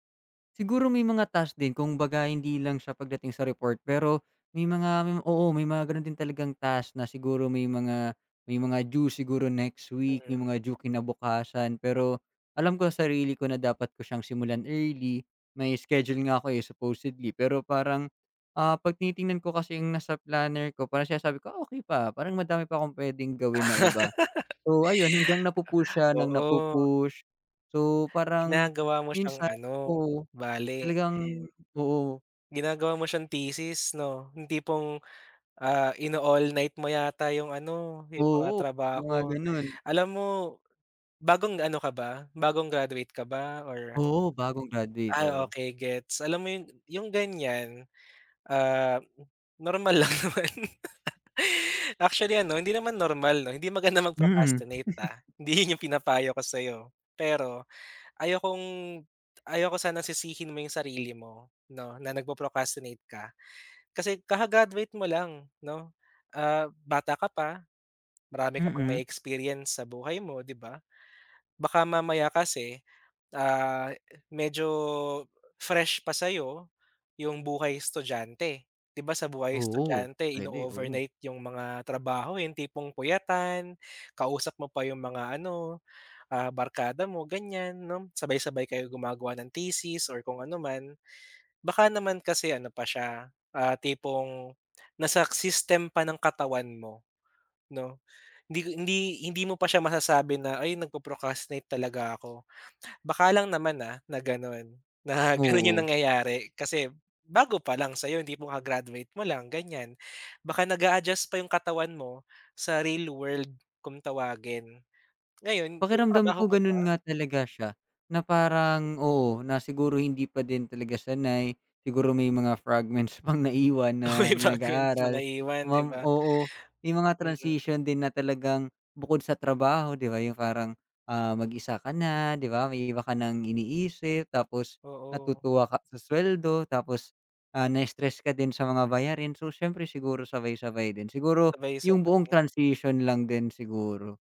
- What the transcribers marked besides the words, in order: laugh; other background noise; laughing while speaking: "normal lang naman"; chuckle; laughing while speaking: "Hindi 'yon"; laughing while speaking: "na gano'n"; in English: "fragments"; laughing while speaking: "Oo, yung fragments"; in English: "fragments"
- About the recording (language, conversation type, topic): Filipino, advice, Bakit lagi mong ipinagpapaliban ang mga gawain sa trabaho o mga takdang-aralin, at ano ang kadalasang pumipigil sa iyo na simulan ang mga ito?